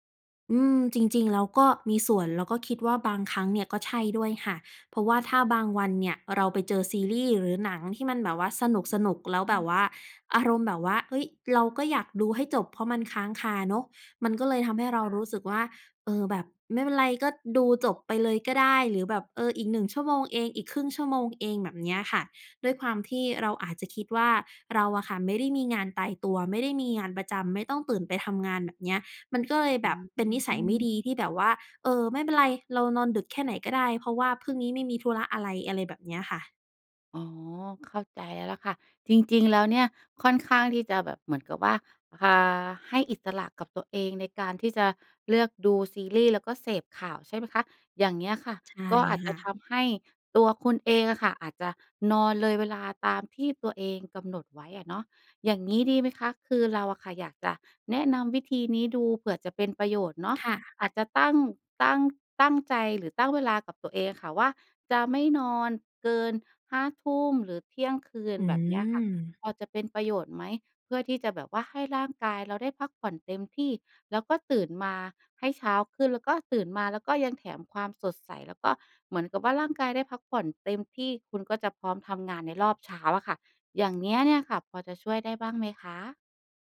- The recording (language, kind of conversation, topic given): Thai, advice, ฉันควรทำอย่างไรดีเมื่อฉันนอนไม่เป็นเวลาและตื่นสายบ่อยจนส่งผลต่องาน?
- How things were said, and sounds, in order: other background noise